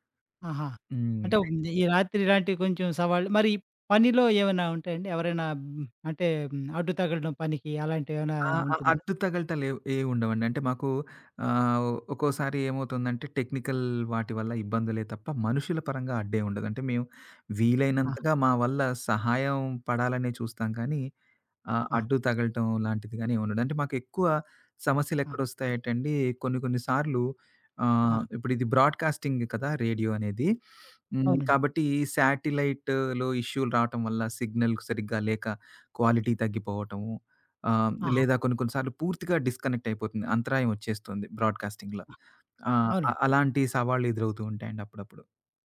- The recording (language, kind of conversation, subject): Telugu, podcast, పని నుంచి ఫన్‌కి మారేటప్పుడు మీ దుస్తుల స్టైల్‌ను ఎలా మార్చుకుంటారు?
- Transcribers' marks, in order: other background noise; in English: "టెక్నికల్"; in English: "బ్రాడ్‌కాస్టింగ్"; in English: "శాటిలైట్‌లో"; in English: "సిగ్నల్"; in English: "క్వాలిటీ"; in English: "డిస్‍కనెక్ట్"; in English: "బ్రాడ్‌కాస్టింగ్‌ల"